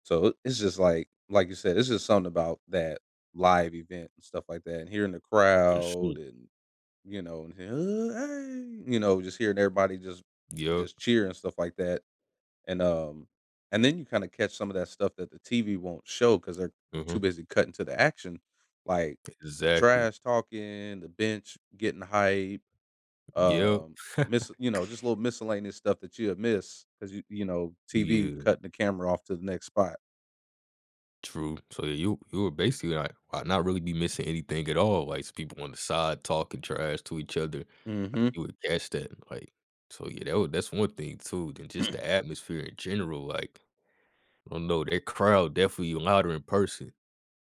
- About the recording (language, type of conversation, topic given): English, unstructured, What makes a live event more appealing to you—a sports game or a concert?
- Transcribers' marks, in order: other noise; tapping; chuckle; throat clearing